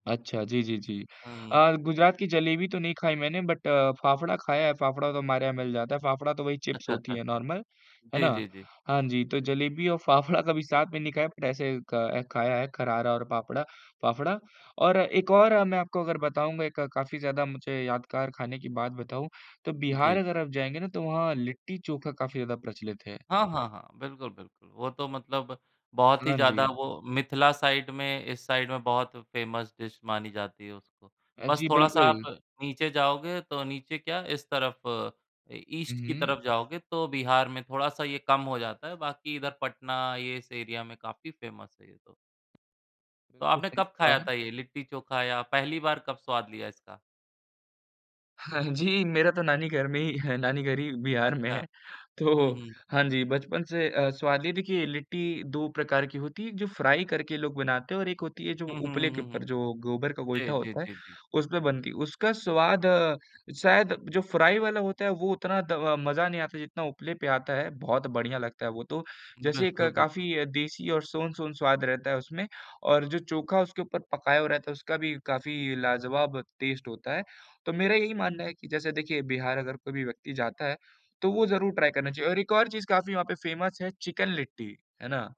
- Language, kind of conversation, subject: Hindi, unstructured, आपकी सबसे यादगार खाने की याद क्या है?
- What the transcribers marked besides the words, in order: in English: "बट"; laugh; in English: "नॉर्मल"; in English: "बट"; in English: "साइड"; in English: "साइड"; in English: "फेमस डिश"; in English: "ईस्ट"; in English: "एरिया"; in English: "फेमस"; laughing while speaking: "हाँ जी"; in English: "फ्राई"; in English: "फ्राई"; in English: "टेस्ट"; in English: "ट्राई"; in English: "फेमस"